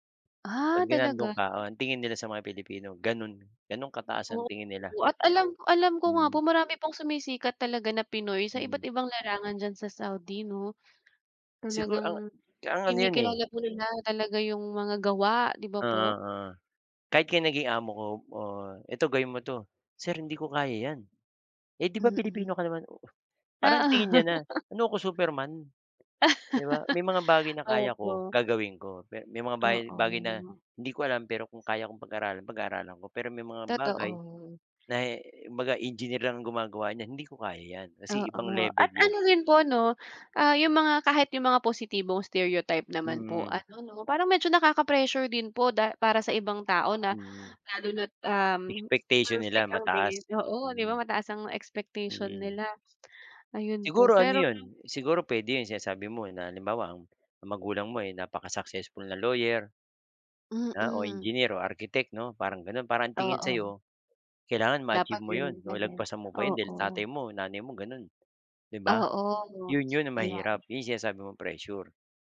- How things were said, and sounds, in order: laugh; other background noise
- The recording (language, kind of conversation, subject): Filipino, unstructured, Paano mo hinaharap at nilalabanan ang mga stereotype tungkol sa iyo?